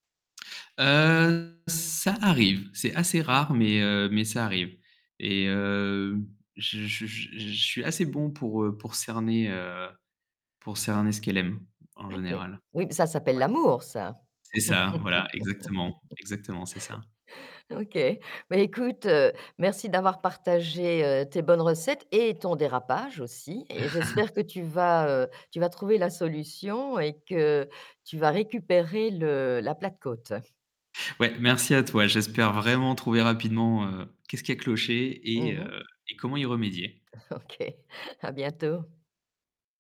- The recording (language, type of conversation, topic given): French, podcast, Comment organisez-vous les repas en semaine à la maison ?
- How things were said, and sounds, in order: distorted speech; static; laugh; other background noise; stressed: "et"; laugh; laughing while speaking: "OK, à bientôt"